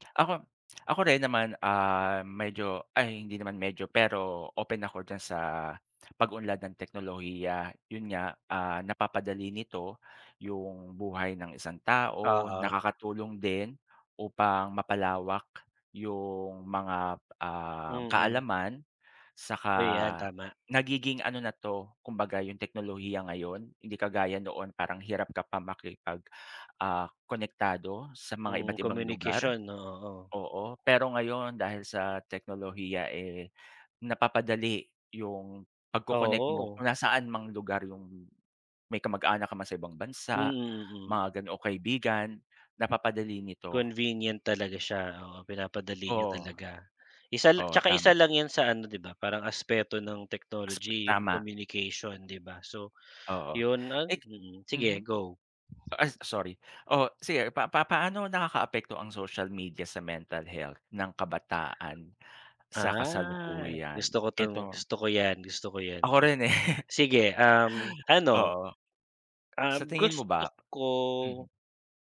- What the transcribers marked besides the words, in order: none
- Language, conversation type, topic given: Filipino, unstructured, Ano ang masasabi mo tungkol sa pag-unlad ng teknolohiya at sa epekto nito sa mga kabataan?